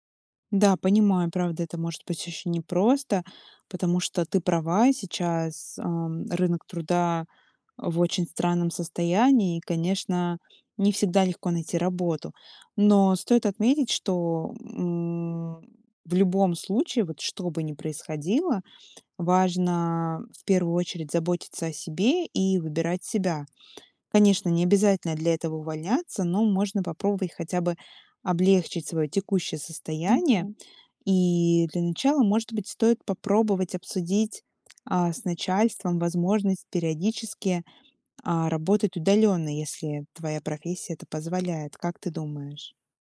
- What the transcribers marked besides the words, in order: none
- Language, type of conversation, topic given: Russian, advice, Почему повседневная рутина кажется вам бессмысленной и однообразной?